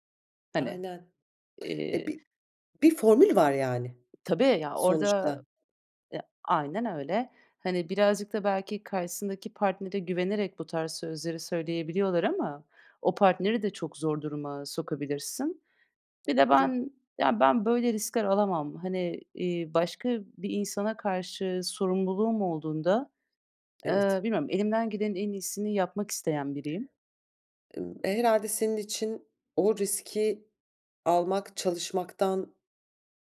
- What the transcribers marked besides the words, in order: tapping
- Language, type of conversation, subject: Turkish, podcast, İlhamı beklemek mi yoksa çalışmak mı daha etkilidir?